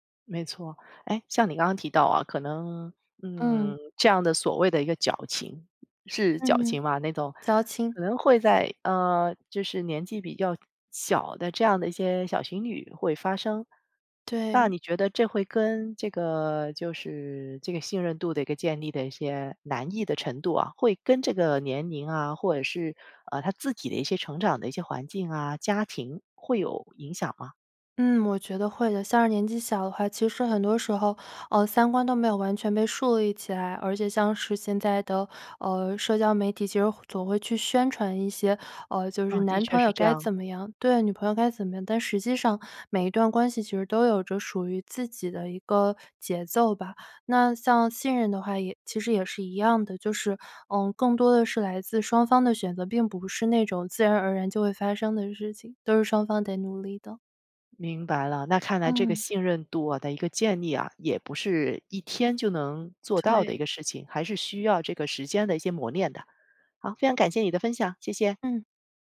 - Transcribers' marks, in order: "矫情" said as "脚情"; "矫情" said as "脚情"; other background noise; "对" said as "退"; joyful: "好，非常感谢你的分享，谢谢"
- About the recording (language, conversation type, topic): Chinese, podcast, 在爱情里，信任怎么建立起来？